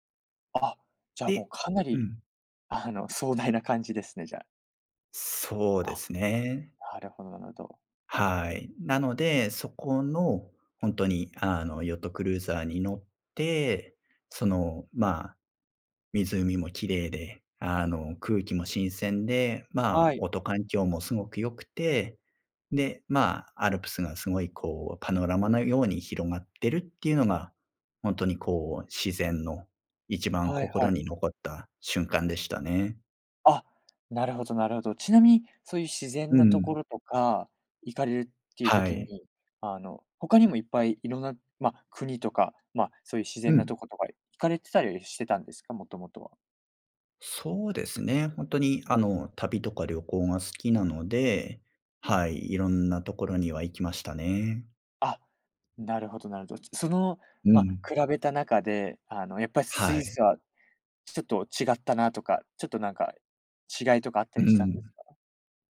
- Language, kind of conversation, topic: Japanese, podcast, 最近の自然を楽しむ旅行で、いちばん心に残った瞬間は何でしたか？
- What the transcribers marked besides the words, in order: other noise